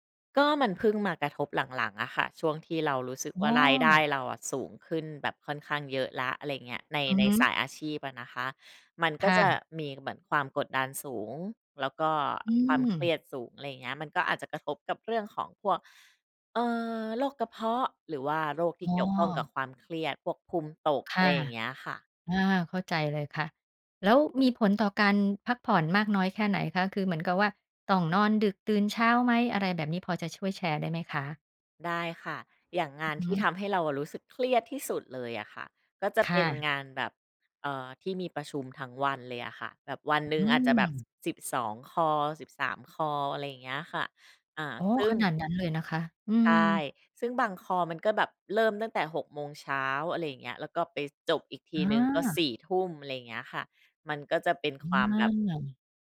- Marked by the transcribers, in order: other background noise
- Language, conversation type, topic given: Thai, podcast, งานที่ทำแล้วไม่เครียดแต่ได้เงินน้อยนับเป็นความสำเร็จไหม?